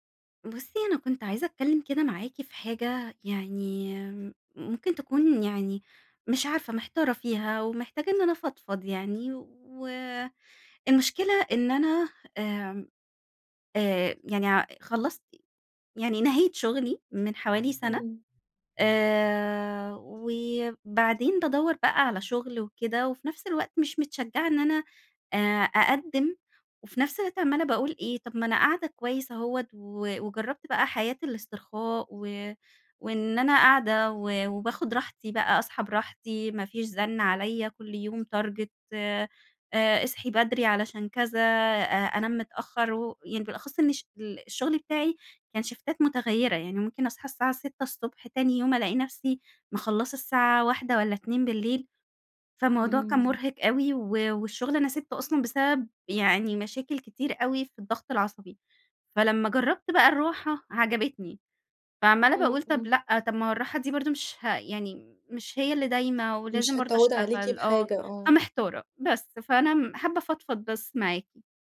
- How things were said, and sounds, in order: in English: "target"; in English: "شيفتات"
- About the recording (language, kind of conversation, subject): Arabic, advice, إزاي أقرر أغيّر مجالي ولا أكمل في شغلي الحالي عشان الاستقرار؟